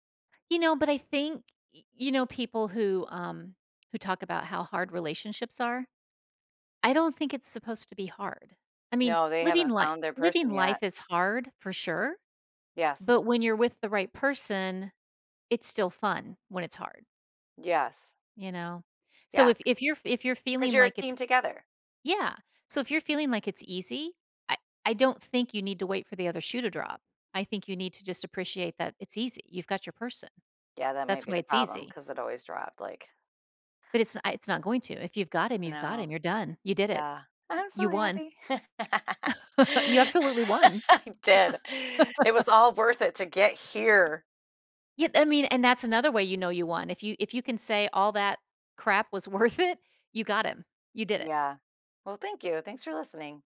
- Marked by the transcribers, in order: joyful: "I'm so happy"; laugh; laughing while speaking: "I did"; chuckle; laugh; tapping; laughing while speaking: "worth it"
- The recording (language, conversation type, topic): English, advice, How can I show more affection to my partner in ways they'll appreciate?
- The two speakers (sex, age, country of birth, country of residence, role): female, 55-59, United States, United States, advisor; female, 55-59, United States, United States, user